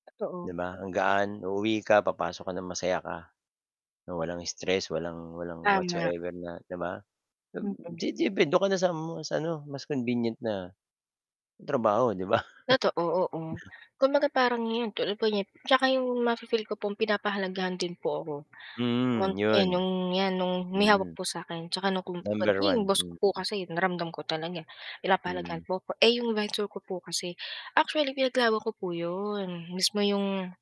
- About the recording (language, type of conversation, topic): Filipino, unstructured, Paano mo pinahahalagahan ang patas na pasahod sa trabaho?
- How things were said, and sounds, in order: unintelligible speech; unintelligible speech; static; chuckle; tapping; unintelligible speech; unintelligible speech; distorted speech